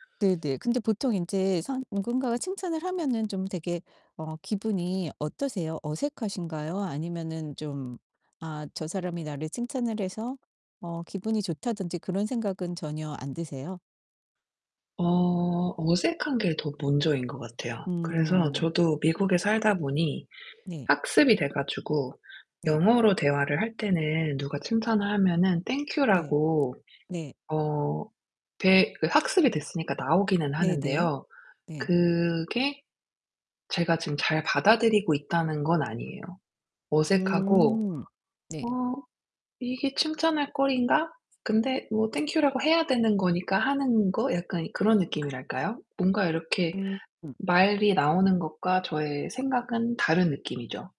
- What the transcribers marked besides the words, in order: distorted speech; tapping; in English: "Thank you"; other background noise; in English: "Thank you"
- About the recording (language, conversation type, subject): Korean, advice, 칭찬을 받을 때 불편함을 줄이고 감사함을 자연스럽게 표현하려면 어떻게 해야 하나요?